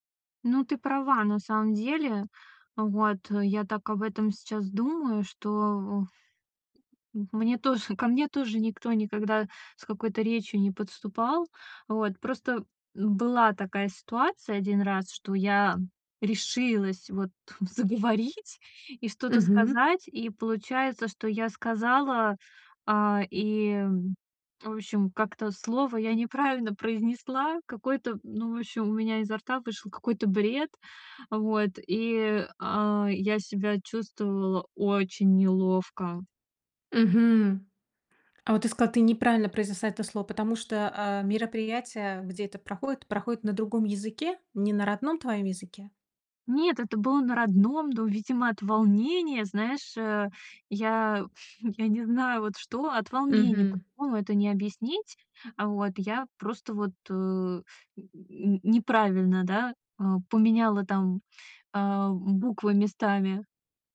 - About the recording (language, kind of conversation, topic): Russian, advice, Почему я чувствую себя одиноко на вечеринках и праздниках?
- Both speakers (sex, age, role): female, 30-34, user; female, 45-49, advisor
- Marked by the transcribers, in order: other background noise; chuckle